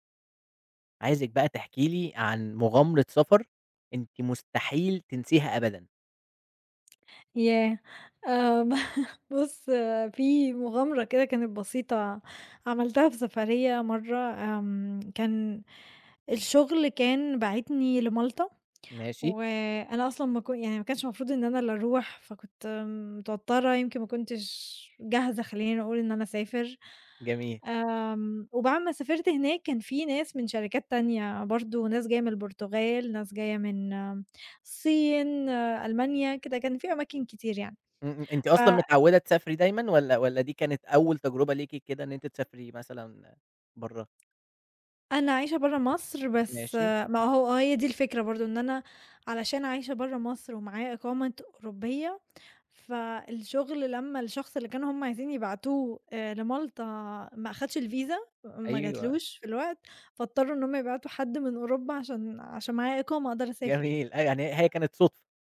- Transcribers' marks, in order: laughing while speaking: "ب بُص في مغامرة كده كانت بسيطة"; in English: "الvisa"
- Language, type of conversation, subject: Arabic, podcast, احكيلي عن مغامرة سفر ما هتنساها أبدًا؟